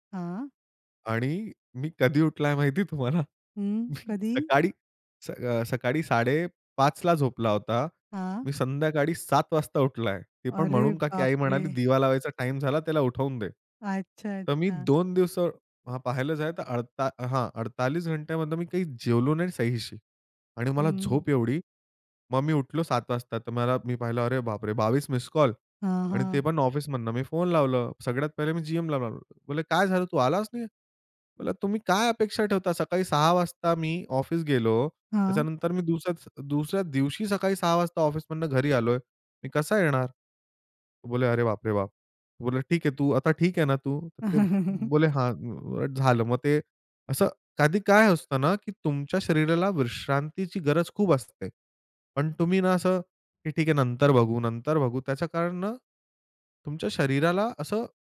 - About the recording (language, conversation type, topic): Marathi, podcast, शरीराला विश्रांतीची गरज आहे हे तुम्ही कसे ठरवता?
- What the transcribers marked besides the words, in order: laughing while speaking: "उठलाय माहिती तुम्हाला? मी सकाळी"; afraid: "अरे बाप रे!"; surprised: "अरे बापरे! बावीस मिस्ड कॉल"; chuckle